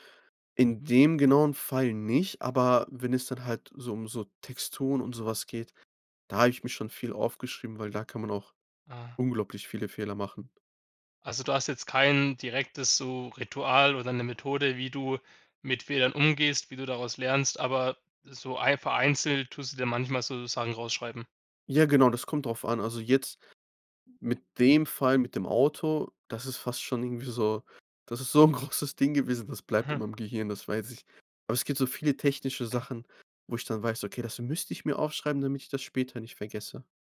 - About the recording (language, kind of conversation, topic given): German, podcast, Welche Rolle spielen Fehler in deinem Lernprozess?
- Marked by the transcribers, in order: stressed: "dem"; laughing while speaking: "großes Ding"